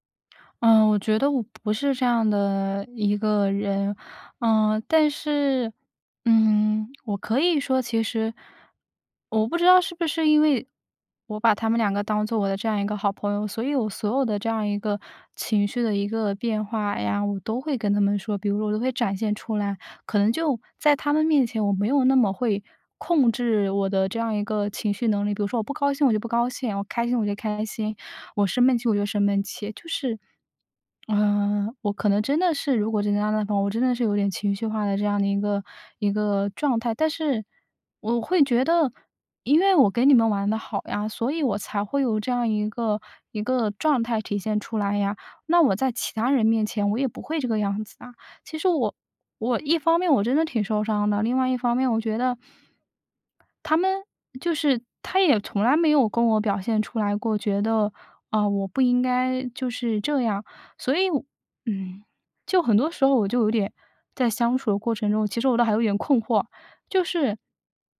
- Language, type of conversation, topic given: Chinese, advice, 我发现好友在背后说我坏话时，该怎么应对？
- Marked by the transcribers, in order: swallow; "样子" said as "样那"; sad: "嗯"